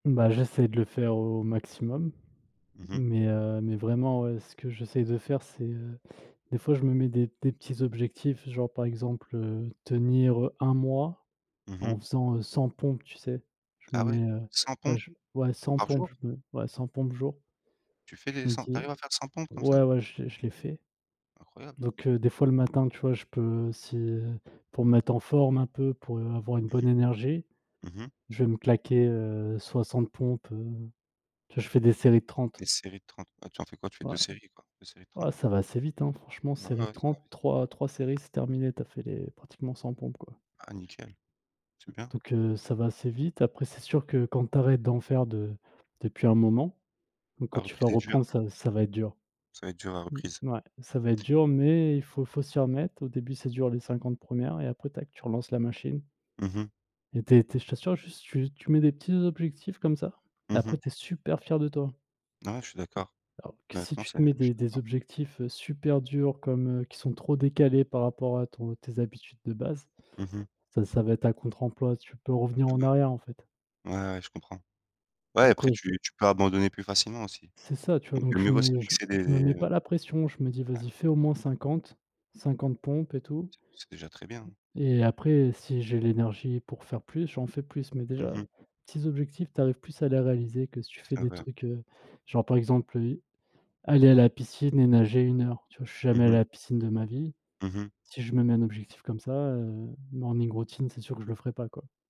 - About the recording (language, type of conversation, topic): French, unstructured, Qu’est-ce qui rend ta matinée agréable ?
- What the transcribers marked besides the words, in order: tapping; stressed: "super"; other background noise; in English: "morning routine"